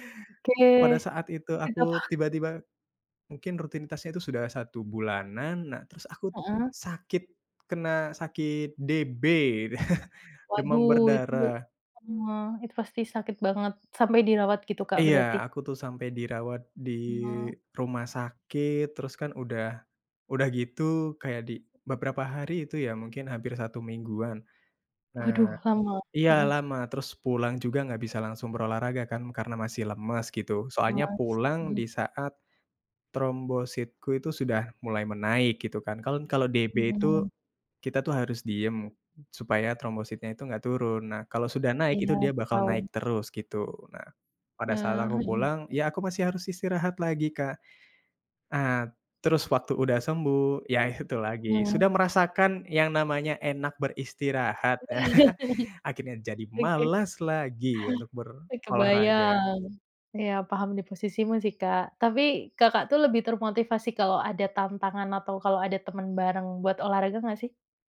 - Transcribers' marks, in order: laughing while speaking: "apa?"; chuckle; other animal sound; other background noise; laughing while speaking: "ya"; chuckle; laughing while speaking: "ya"
- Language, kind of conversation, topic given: Indonesian, podcast, Bagaimana cara kamu mulai membangun rutinitas baru?